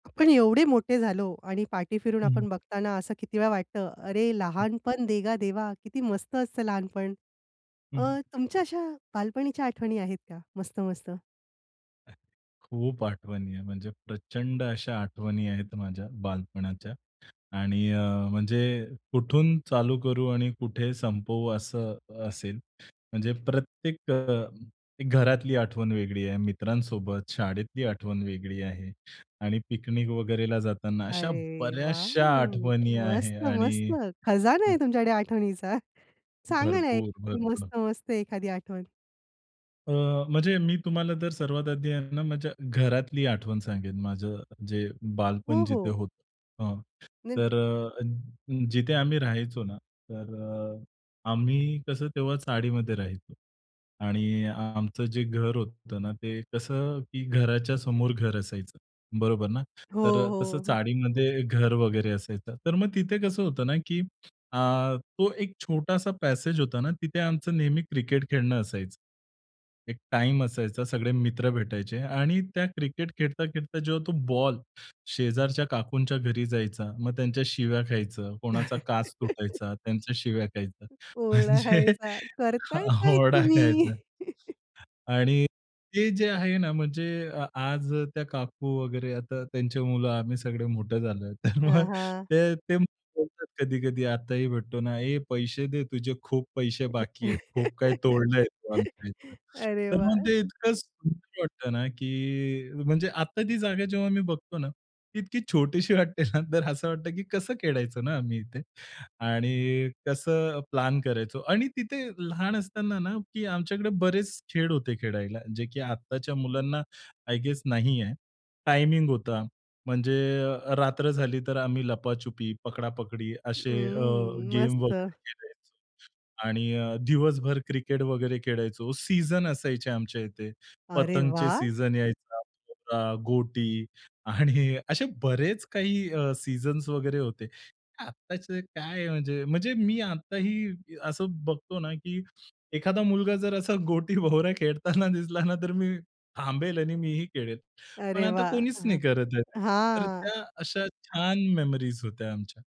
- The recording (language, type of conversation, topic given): Marathi, podcast, तुमचं बालपण थोडक्यात कसं होतं?
- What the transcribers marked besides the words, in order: tapping; other noise; other background noise; in English: "पॅसेज"; laugh; laughing while speaking: "ओरडा खायचा"; laughing while speaking: "म्हणजे ओरडा खायचा"; chuckle; laughing while speaking: "तर मग"; laugh; laughing while speaking: "इतकी छोटीशी वाटते ना"; laughing while speaking: "भवरा खेळताना दिसला ना"